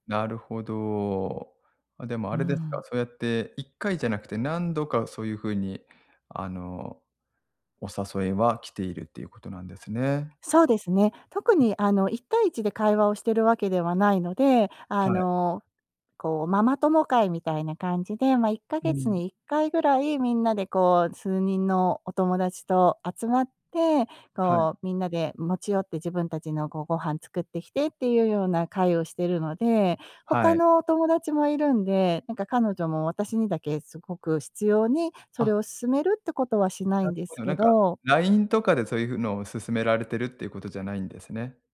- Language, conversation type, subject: Japanese, advice, 友人の行動が個人的な境界を越えていると感じたとき、どうすればよいですか？
- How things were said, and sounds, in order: none